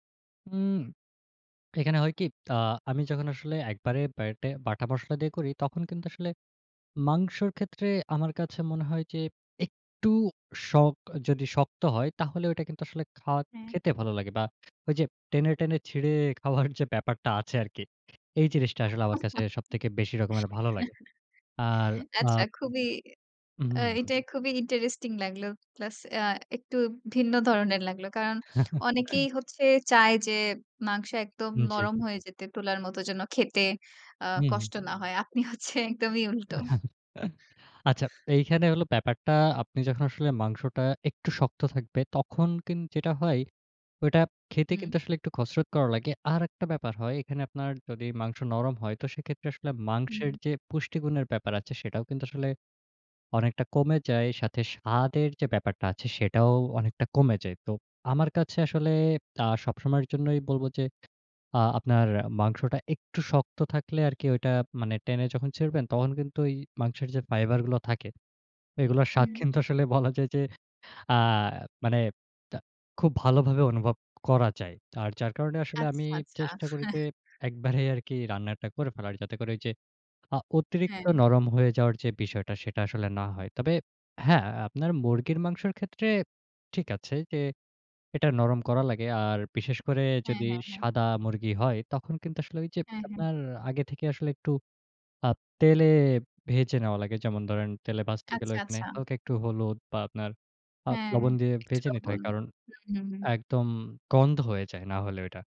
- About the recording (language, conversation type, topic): Bengali, podcast, মশলা ঠিকভাবে ব্যবহার করার সহজ উপায় কী?
- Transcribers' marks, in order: lip smack; other background noise; chuckle; chuckle; laughing while speaking: "আপনি হচ্ছে একদমই উল্টো"; chuckle; "কসরত" said as "খসরত"; laughing while speaking: "আসলে বলা যায় যে"; chuckle; "ধরেন" said as "দরেন"